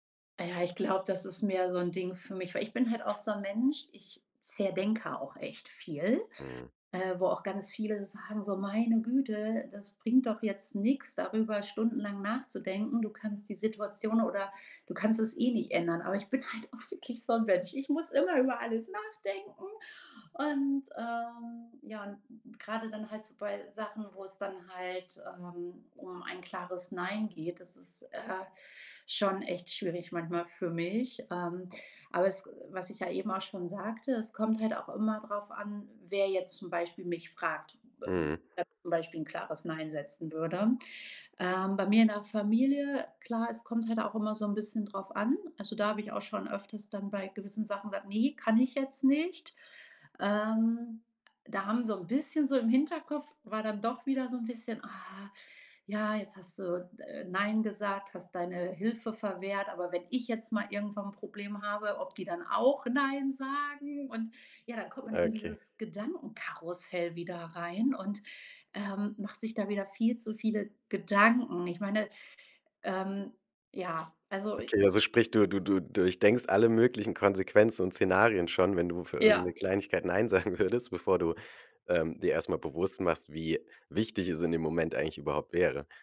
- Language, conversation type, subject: German, advice, Wie kann ich Nein sagen, ohne Schuldgefühle zu haben?
- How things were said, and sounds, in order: put-on voice: "Meine Güte"; laughing while speaking: "halt auch"; unintelligible speech; stressed: "ich"; laughing while speaking: "sagen würdest"